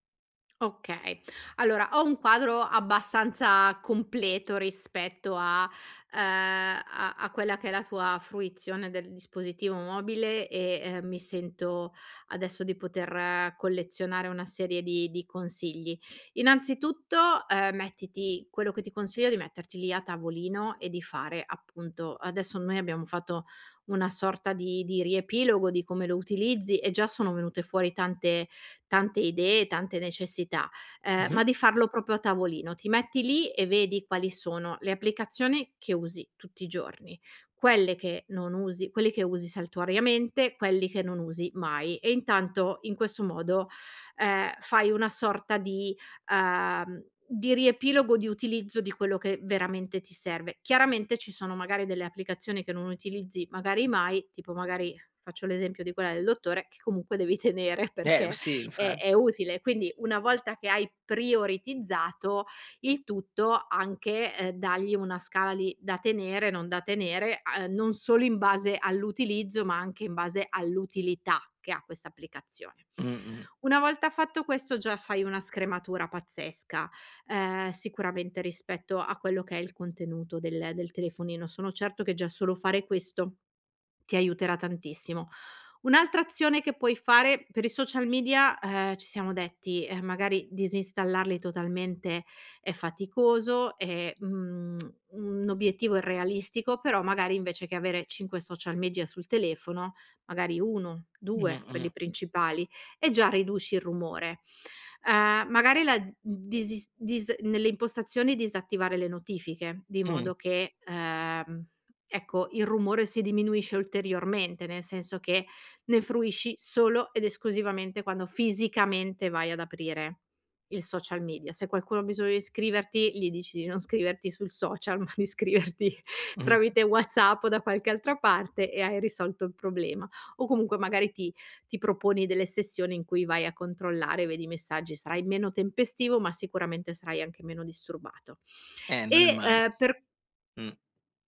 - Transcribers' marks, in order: other background noise; inhale; tapping; laughing while speaking: "devi tenere"; breath; tsk; laughing while speaking: "di scriverti"
- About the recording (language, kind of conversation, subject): Italian, advice, Come posso liberarmi dall’accumulo di abbonamenti e file inutili e mettere ordine nel disordine digitale?